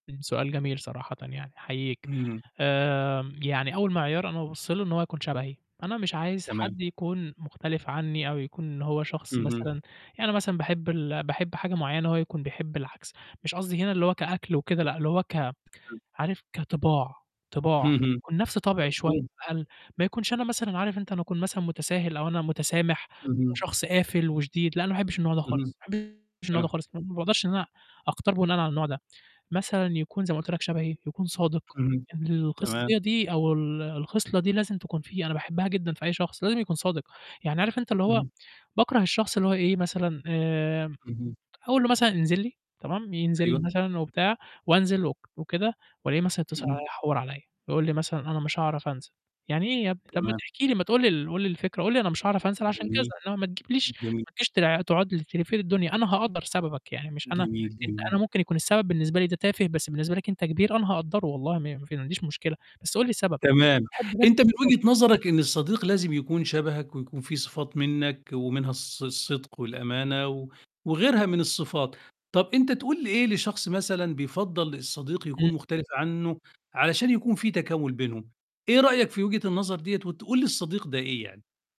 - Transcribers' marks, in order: distorted speech
- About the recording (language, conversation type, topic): Arabic, podcast, ممكن تحكيلي عن تجربة حب أو صداقة سابت فيك أثر كبير؟